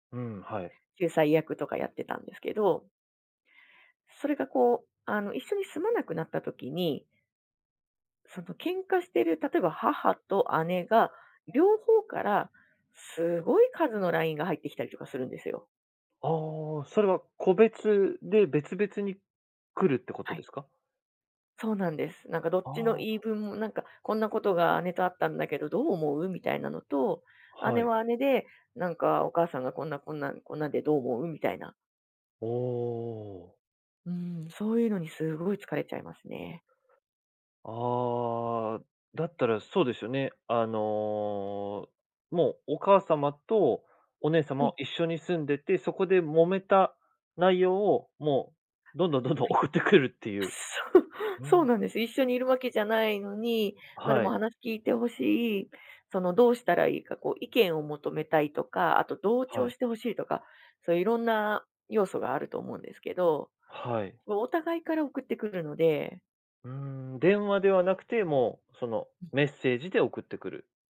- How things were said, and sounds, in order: laughing while speaking: "どんどん どんどん送ってくるっていう"; laughing while speaking: "そう"
- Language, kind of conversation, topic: Japanese, podcast, デジタル疲れと人間関係の折り合いを、どのようにつければよいですか？